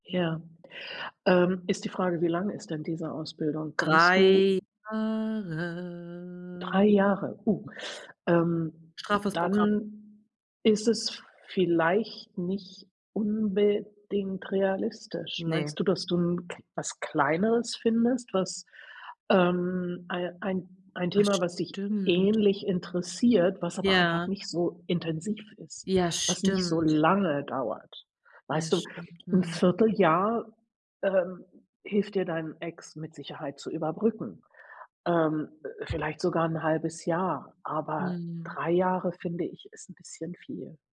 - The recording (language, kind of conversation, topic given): German, advice, Denkst du über einen Berufswechsel oder eine komplette Karriereänderung nach?
- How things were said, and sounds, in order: drawn out: "drei Jahre"; singing: "Jahre"; tapping